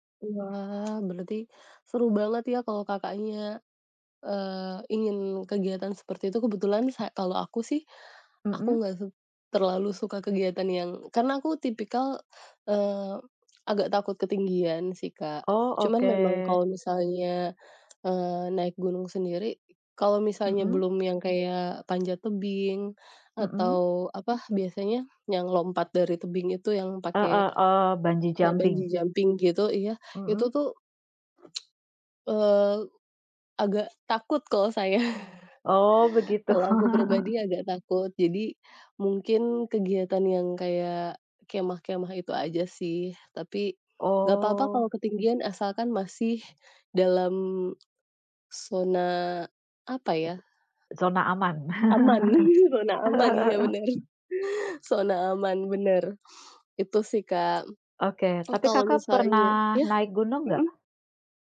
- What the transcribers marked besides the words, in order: tapping; in English: "bungee jumping"; in English: "bungee jumping"; tsk; laughing while speaking: "begitu"; laughing while speaking: "saya"; chuckle; drawn out: "Oh"; other background noise; unintelligible speech; laughing while speaking: "aman, zona aman iya benar"; laugh
- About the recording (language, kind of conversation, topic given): Indonesian, unstructured, Apa kegiatan favoritmu saat libur panjang tiba?